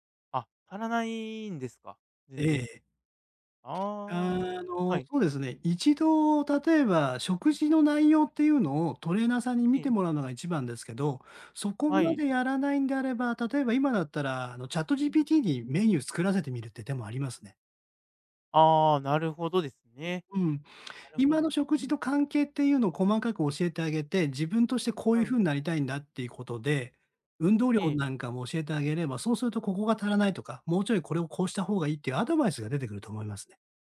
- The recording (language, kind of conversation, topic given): Japanese, advice, トレーニングの効果が出ず停滞して落ち込んでいるとき、どうすればよいですか？
- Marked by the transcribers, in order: other background noise